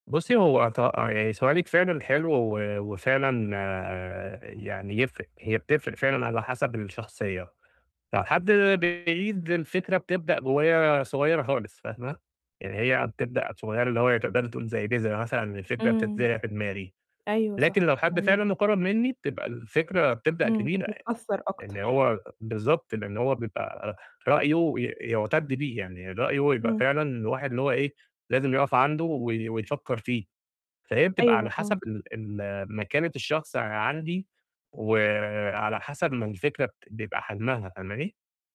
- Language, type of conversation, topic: Arabic, advice, إزاي أقدر ألاحظ أفكاري من غير ما أغرق فيها وأبطل أتفاعل معاها؟
- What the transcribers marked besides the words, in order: distorted speech; tapping